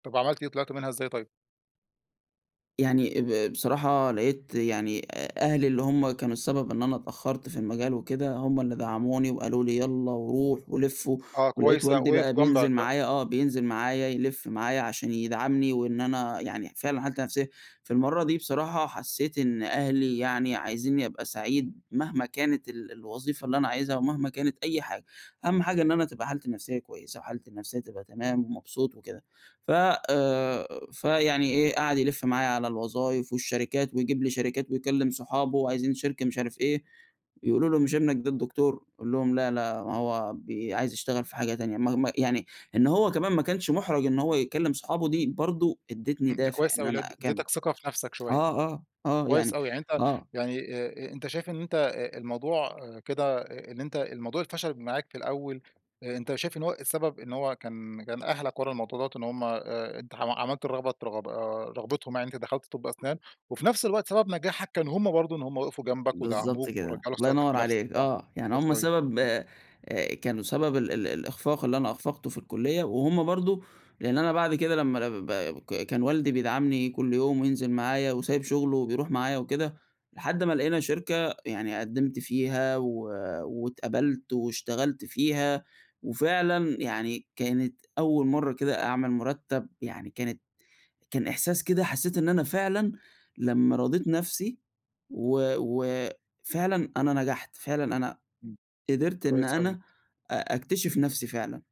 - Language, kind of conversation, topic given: Arabic, podcast, هل الفشل جزء من النجاح برأيك؟ إزاي؟
- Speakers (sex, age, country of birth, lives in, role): male, 20-24, United Arab Emirates, Egypt, guest; male, 35-39, Egypt, Egypt, host
- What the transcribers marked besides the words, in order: tapping